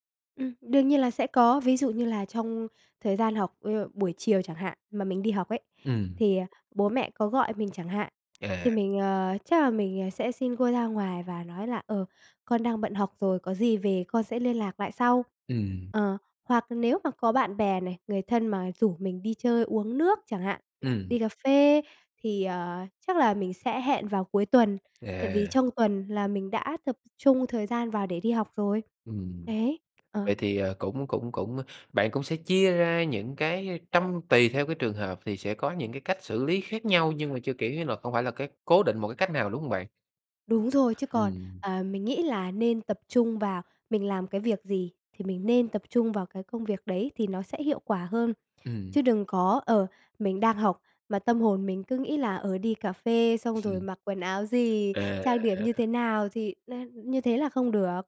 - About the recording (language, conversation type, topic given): Vietnamese, podcast, Làm thế nào để bạn cân bằng giữa việc học và cuộc sống cá nhân?
- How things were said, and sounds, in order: tapping; laughing while speaking: "Ừm"